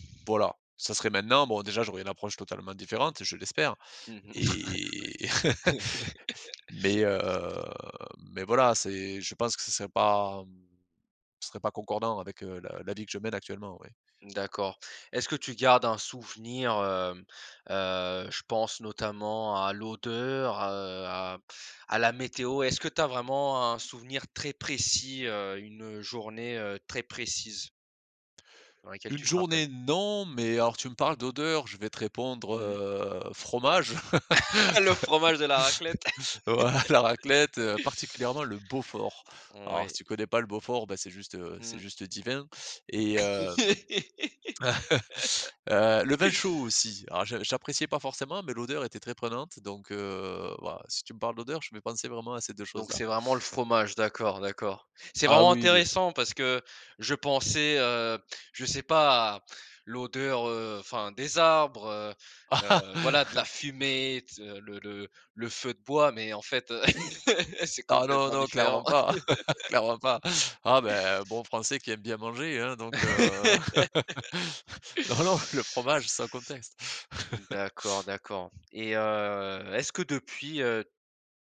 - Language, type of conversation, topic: French, podcast, Quel souvenir d’enfance te revient tout le temps ?
- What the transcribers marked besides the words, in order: laugh; drawn out: "heu"; laugh; other background noise; laugh; laughing while speaking: "voilà la raclette"; laughing while speaking: "Le fromage et la raclette"; stressed: "Beaufort"; chuckle; laugh; laugh; chuckle; laughing while speaking: "Ah non, non, clairement pas, clairement pas"; chuckle; laugh; laughing while speaking: "non, non, le fromage sans contexte"